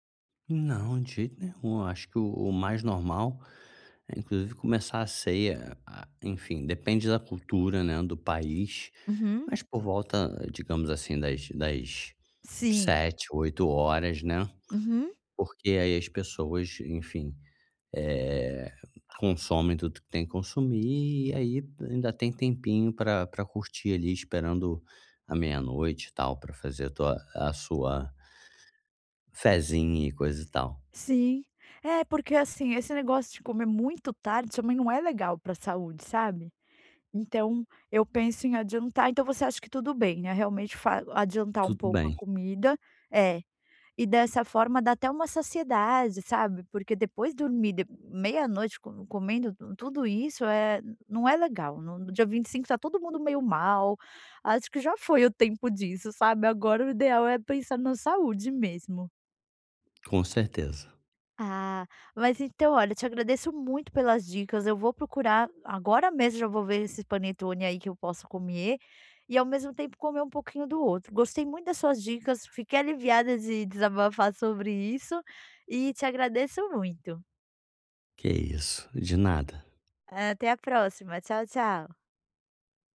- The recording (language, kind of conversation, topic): Portuguese, advice, Como posso manter uma alimentação equilibrada durante celebrações e festas?
- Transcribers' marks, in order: none